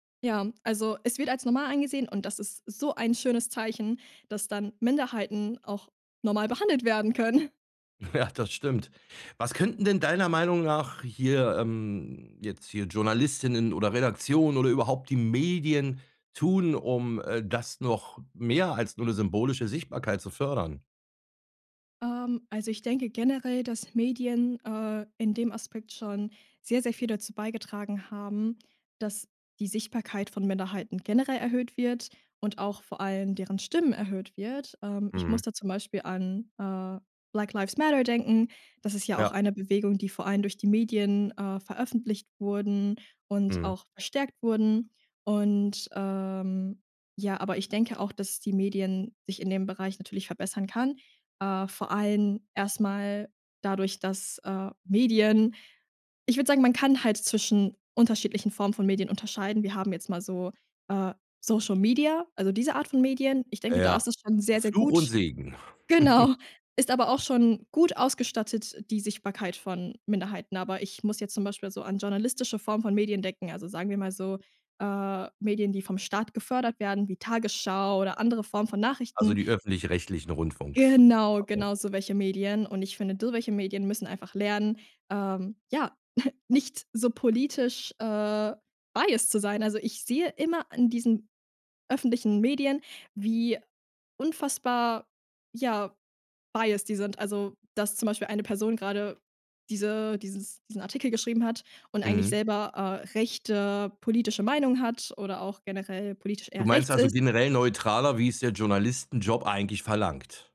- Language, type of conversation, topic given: German, podcast, Wie erlebst du die Sichtbarkeit von Minderheiten im Alltag und in den Medien?
- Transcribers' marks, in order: snort; laughing while speaking: "Ja, das stimmt"; laughing while speaking: "Genau"; chuckle; stressed: "Genau"; "so" said as "do"; chuckle; in English: "biased"; in English: "biased"